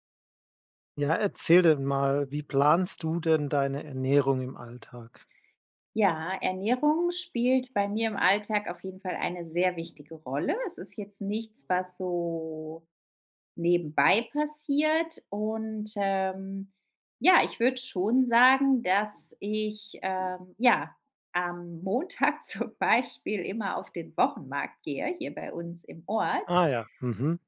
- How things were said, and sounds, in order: other background noise; drawn out: "so"; tapping; laughing while speaking: "Montag"
- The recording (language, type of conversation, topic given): German, podcast, Wie planst du deine Ernährung im Alltag?